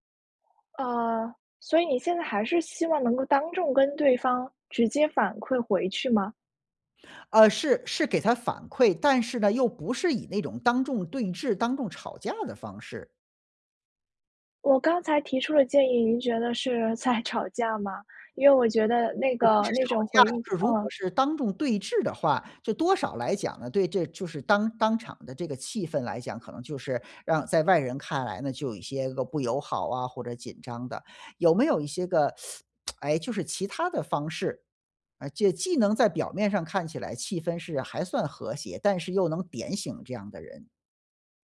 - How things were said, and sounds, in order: laughing while speaking: "在吵架吗？"; teeth sucking; lip smack
- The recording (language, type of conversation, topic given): Chinese, advice, 在聚会中被当众纠正时，我感到尴尬和愤怒该怎么办？